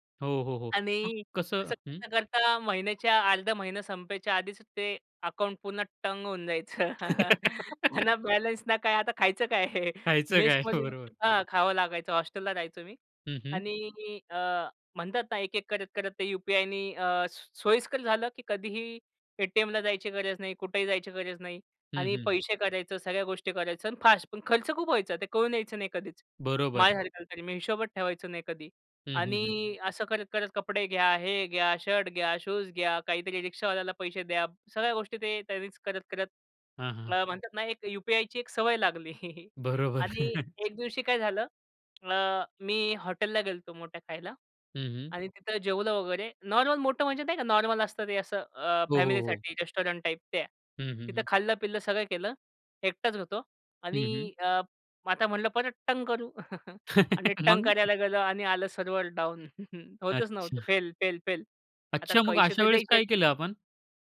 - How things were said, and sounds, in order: chuckle; laughing while speaking: "ना बॅलन्स ना काय आता खायचं काय?"; giggle; unintelligible speech; laughing while speaking: "खायचं काय? बरोबर"; "हिशोबच" said as "हिशोबत"; other background noise; chuckle; in English: "नॉर्मल"; in English: "नॉर्मल"; laugh; chuckle; "पैसे" said as "कैसे"; anticipating: "अच्छा. मग अशा वेळेस काय केलं आपण?"
- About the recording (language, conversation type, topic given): Marathi, podcast, डिजिटल पेमेंटमुळे तुमच्या खर्चाच्या सवयींमध्ये कोणते बदल झाले?